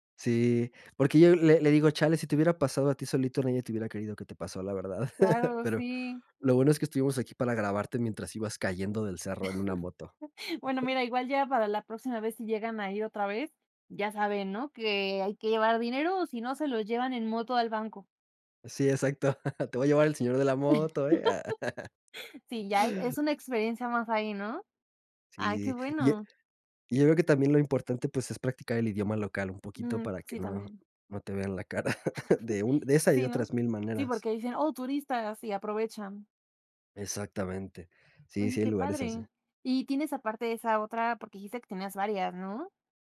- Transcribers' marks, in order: laugh; chuckle; other background noise; chuckle; laugh; chuckle
- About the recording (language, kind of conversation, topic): Spanish, podcast, ¿Cuál ha sido tu experiencia más divertida con tus amigos?